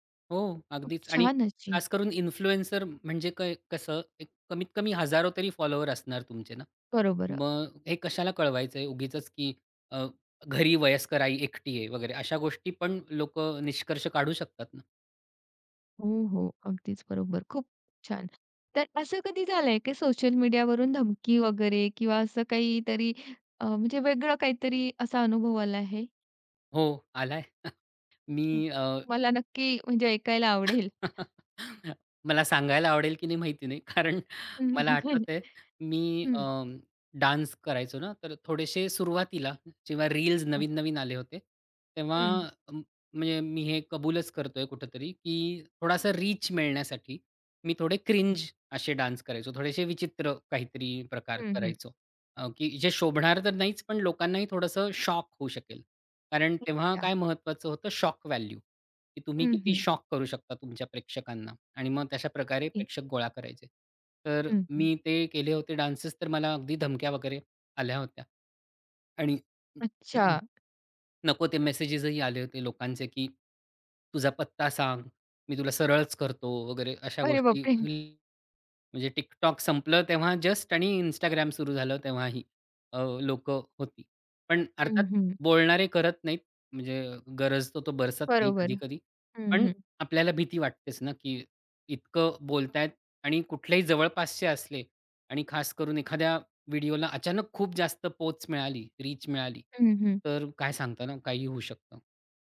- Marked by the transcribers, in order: in English: "इन्फ्लुएन्सर"; tapping; chuckle; laugh; laughing while speaking: "आवडेल"; laughing while speaking: "कारण"; unintelligible speech; in English: "डान्स"; other background noise; in English: "क्रिंज"; in English: "डान्स"; in English: "व्हॅल्यू"; unintelligible speech; in English: "डान्सेस"; throat clearing; "पोहच" said as "पोच"; in English: "रीच"
- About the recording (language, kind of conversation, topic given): Marathi, podcast, प्रभावकाने आपली गोपनीयता कशी जपावी?